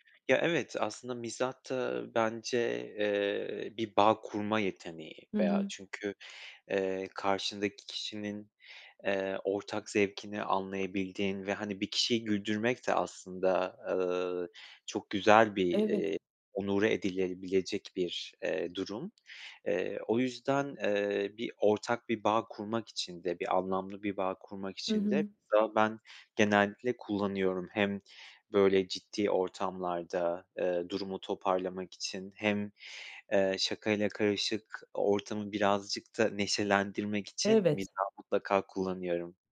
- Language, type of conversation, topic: Turkish, podcast, Kısa mesajlarda mizahı nasıl kullanırsın, ne zaman kaçınırsın?
- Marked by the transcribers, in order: tapping; "onore" said as "onure"